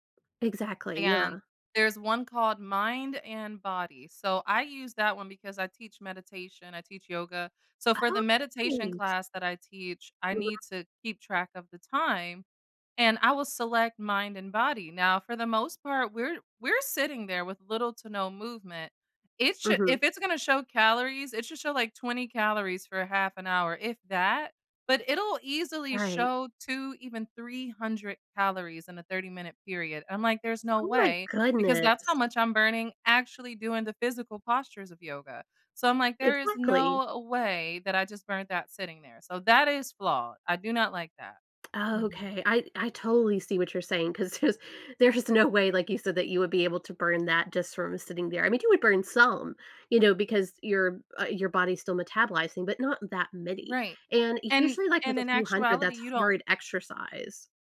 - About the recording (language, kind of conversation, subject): English, unstructured, How do I decide to try a new trend, class, or gadget?
- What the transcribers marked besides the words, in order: tapping; laughing while speaking: "'Cause 'cause"